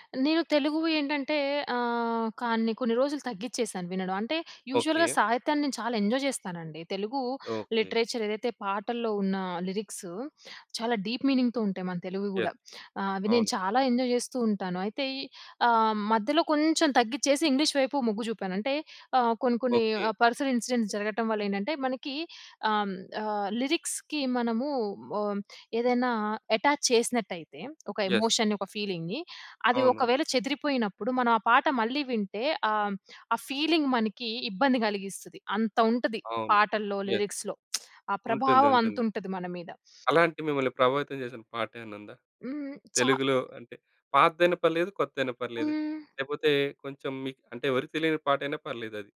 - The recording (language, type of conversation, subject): Telugu, podcast, మోటివేషన్ తగ్గిపోయినప్పుడు మీరు ఏమి చేస్తారు?
- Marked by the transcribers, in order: in English: "యూజువల్‌గా"; in English: "ఎంజాయ్"; in English: "లిటరేచర్"; in English: "డీప్ మీనింగ్‌తో"; in English: "యస్"; in English: "ఎంజాయ్"; in English: "పర్సనల్ ఇన్సిడెంట్స్"; in English: "లిరిక్స్‌కి"; in English: "అటాచ్"; in English: "యస్"; tapping; in English: "ఎమోషన్‌ని"; in English: "ఫీలింగ్‌ని"; in English: "ఫీలింగ్"; in English: "యస్"; in English: "లిరిక్స్‌లో"; lip smack